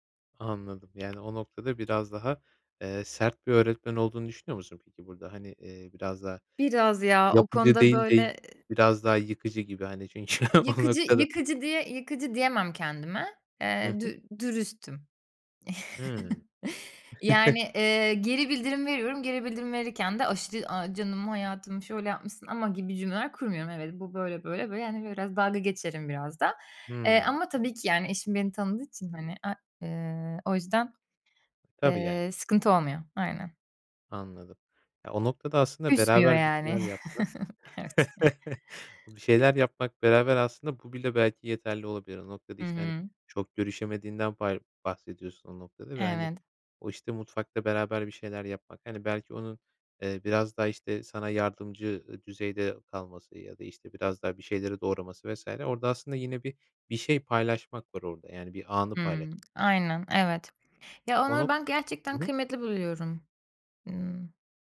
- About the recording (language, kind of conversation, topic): Turkish, podcast, Evde yemek paylaşımını ve sofraya dair ritüelleri nasıl tanımlarsın?
- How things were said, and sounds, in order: tapping; laughing while speaking: "çünkü o noktada"; chuckle; chuckle; put-on voice: "A, canım, hayatım, şöyle yapmışsın ama"; chuckle; laughing while speaking: "Evet"